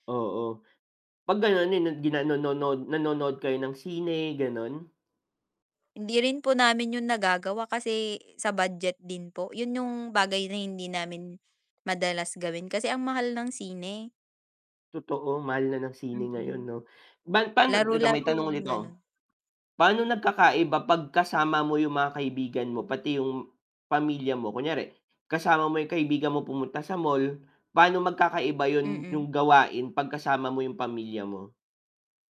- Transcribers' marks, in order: unintelligible speech; static
- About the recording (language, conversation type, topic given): Filipino, unstructured, Paano ka magpapasya kung pupunta ka sa mall o sa parke?